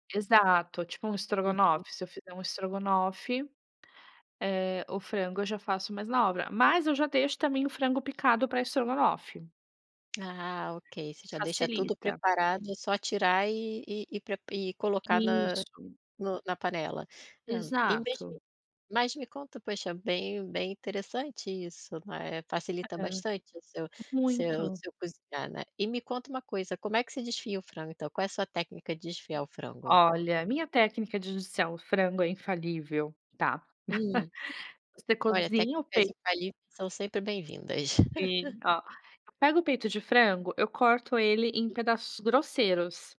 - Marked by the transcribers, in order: tapping; chuckle; laugh; other background noise
- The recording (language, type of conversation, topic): Portuguese, podcast, O que você costuma cozinhar quando quer preparar algo rápido?